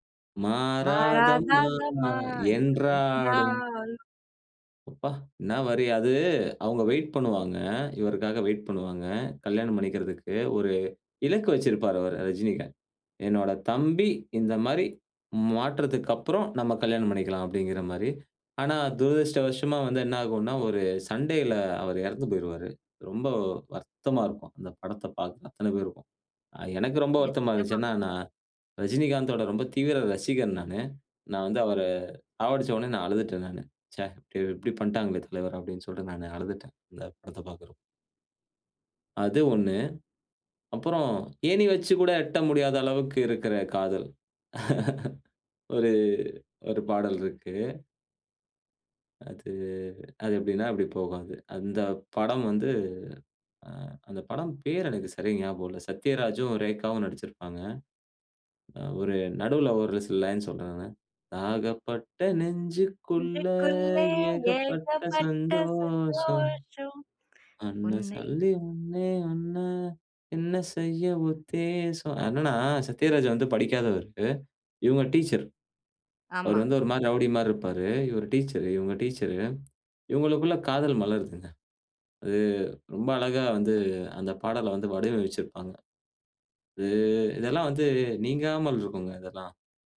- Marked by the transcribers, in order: singing: "மாறாதம்மா என்றாடும்"; singing: "மறாதாதம்மா யோ என்னாலும்"; laugh; singing: "தாகப்பட்ட நெஞ்சுக்குள்ள ஏகப்பட்ட சந்தோஷம். என்ன சொல்லி ஒண்ணே ஒண்ணு என்ன செய்ய உத்தேசம்"; singing: "நெஞ்சுக்குள்ளே ஏகப்பட்ட சந்தோஷம், உன்னை"; other background noise
- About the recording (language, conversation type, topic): Tamil, podcast, வயது அதிகரிக்கும்போது இசை ரசனை எப்படி மாறுகிறது?